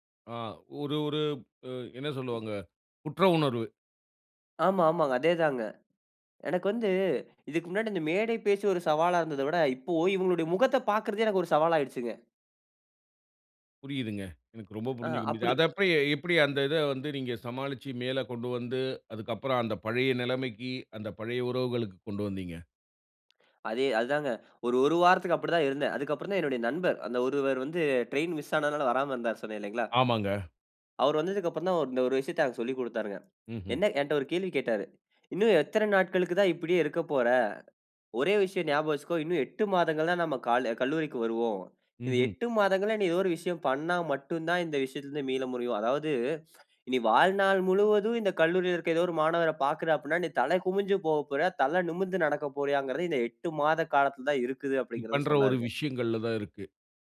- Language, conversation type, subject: Tamil, podcast, பெரிய சவாலை எப்படி சமாளித்தீர்கள்?
- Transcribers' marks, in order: other noise; tapping; other background noise